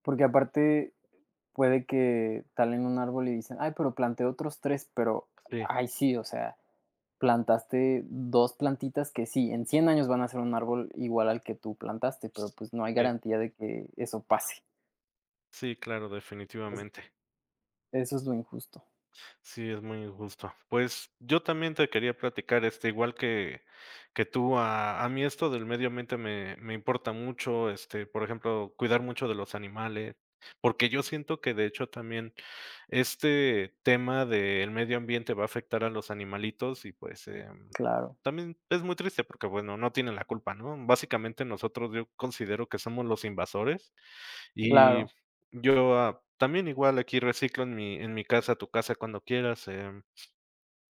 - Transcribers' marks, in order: other background noise; tapping
- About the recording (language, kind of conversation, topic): Spanish, unstructured, ¿Por qué crees que es importante cuidar el medio ambiente?
- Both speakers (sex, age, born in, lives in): male, 25-29, Mexico, Mexico; male, 35-39, Mexico, Mexico